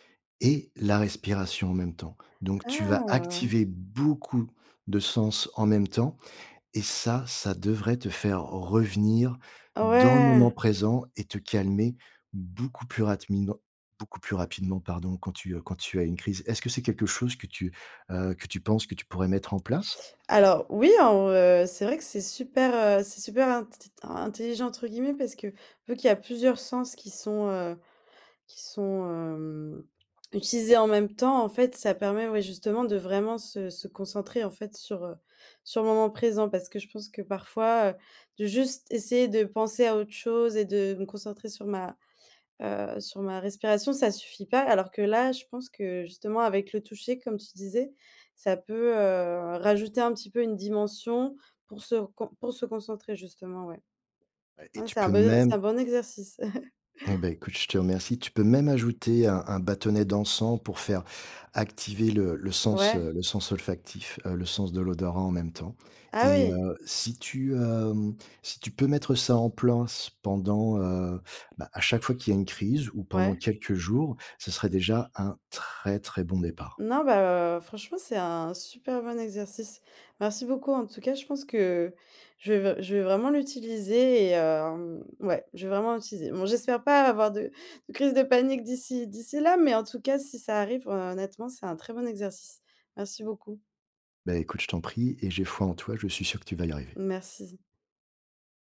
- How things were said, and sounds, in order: "rapidement" said as "ratmident"; chuckle; stressed: "très très"
- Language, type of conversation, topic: French, advice, Comment décrire des crises de panique ou une forte anxiété sans déclencheur clair ?